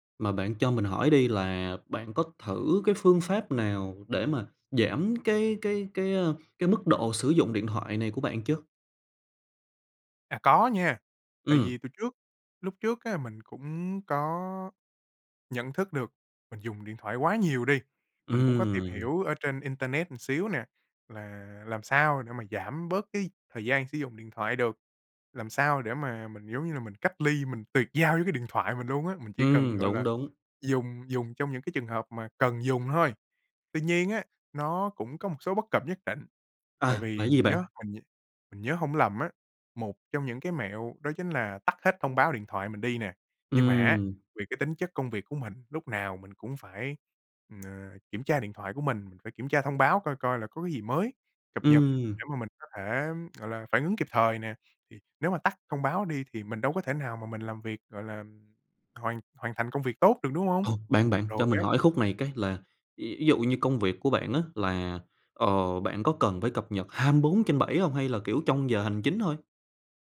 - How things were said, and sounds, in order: "một" said as "ừn"; other background noise; tapping
- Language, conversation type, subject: Vietnamese, advice, Làm sao để tập trung khi liên tục nhận thông báo từ điện thoại và email?